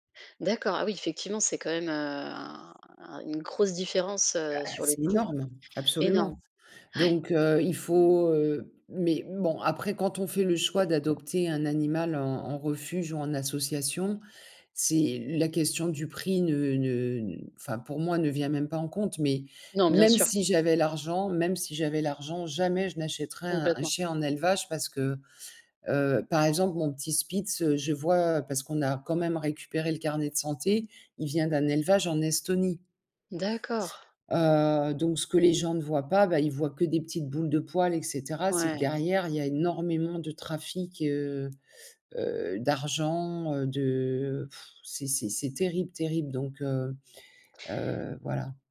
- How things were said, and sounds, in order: other background noise; stressed: "grosse"; tapping; stressed: "énormément"; blowing
- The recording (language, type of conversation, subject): French, unstructured, Pourquoi est-il important d’adopter un animal dans un refuge ?